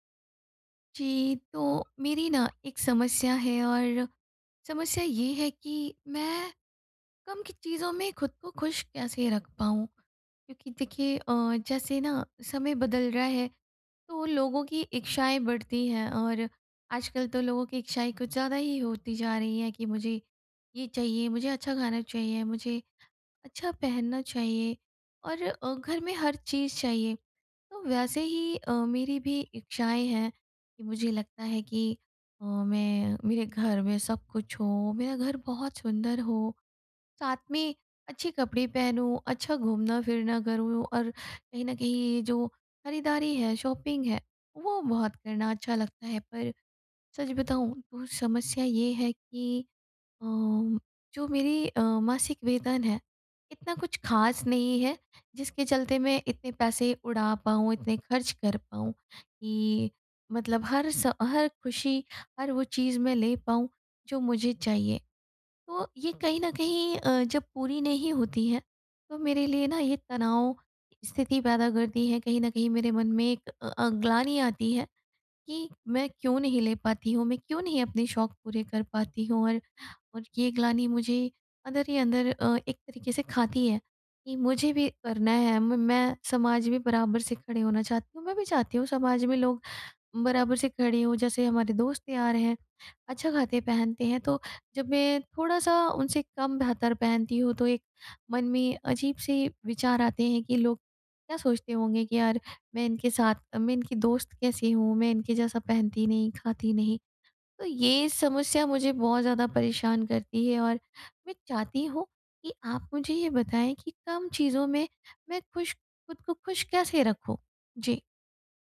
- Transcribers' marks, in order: in English: "शॉपिंग"
- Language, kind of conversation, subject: Hindi, advice, कम चीज़ों में खुश रहने की कला
- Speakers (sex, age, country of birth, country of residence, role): female, 30-34, India, India, advisor; female, 35-39, India, India, user